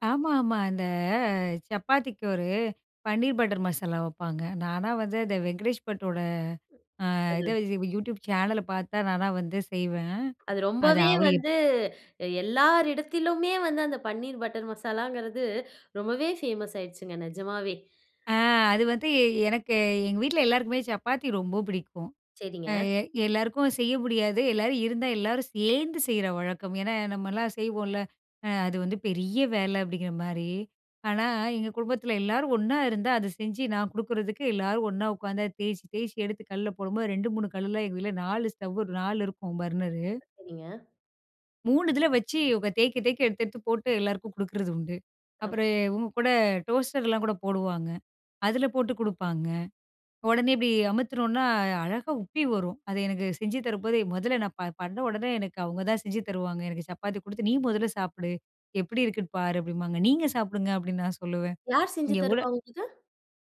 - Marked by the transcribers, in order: drawn out: "இந்த"; tapping; "சேர்ந்து" said as "ஸ்லேந்து"; in English: "டோஸ்டர்லாம்"; other noise
- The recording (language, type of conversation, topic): Tamil, podcast, சமையல் மூலம் அன்பை எப்படி வெளிப்படுத்தலாம்?